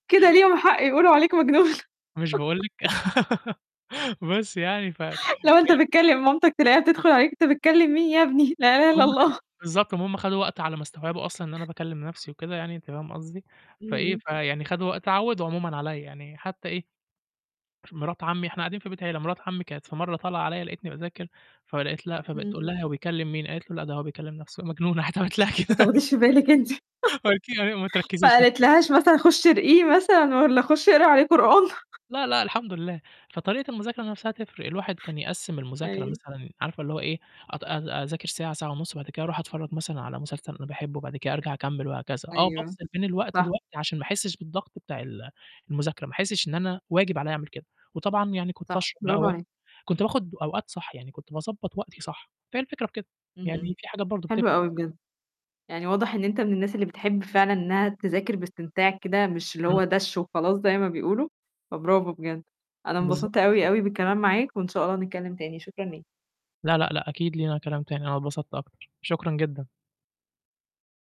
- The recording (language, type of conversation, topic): Arabic, podcast, إزاي تخلي المذاكرة ممتعة بدل ما تبقى واجب؟
- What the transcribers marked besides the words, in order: laughing while speaking: "كده ليهم حق يقولوا عليك مجنون"; static; laugh; laughing while speaking: "لا وأنت بتكلّم مامتك تلاقيها … إله إلّا الله"; laughing while speaking: "راحت علمت لها كده"; laughing while speaking: "ما تاخديش في بالك أنتِ … اقري عليه قرآن"; laugh; unintelligible speech; laugh; unintelligible speech